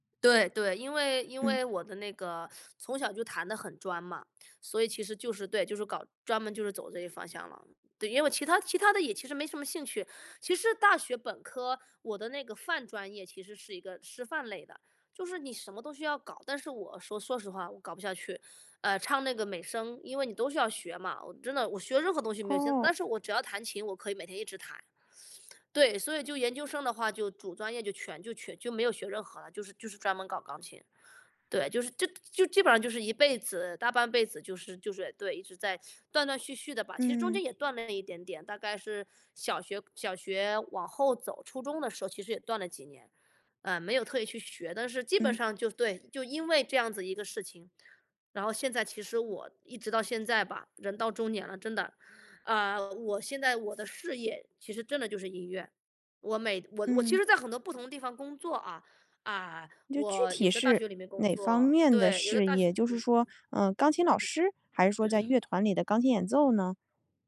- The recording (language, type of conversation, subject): Chinese, podcast, 你会考虑把自己的兴趣变成事业吗？
- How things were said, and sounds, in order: other noise